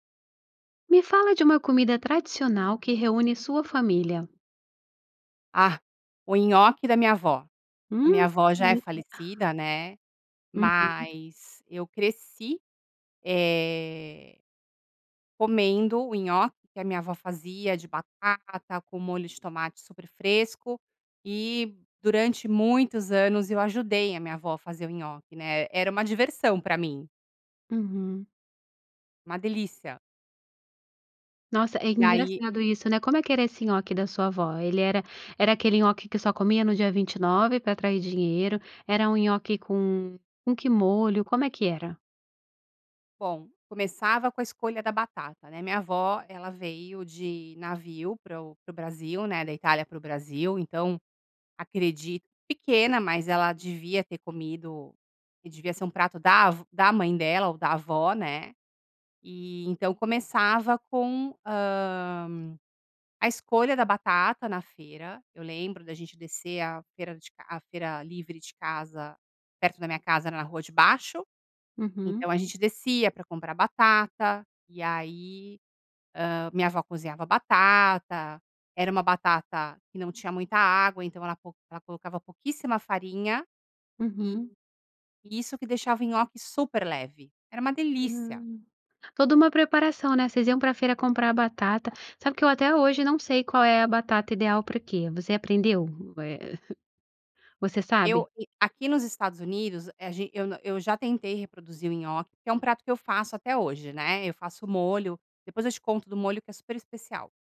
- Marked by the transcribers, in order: other background noise
- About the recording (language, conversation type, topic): Portuguese, podcast, Qual é uma comida tradicional que reúne a sua família?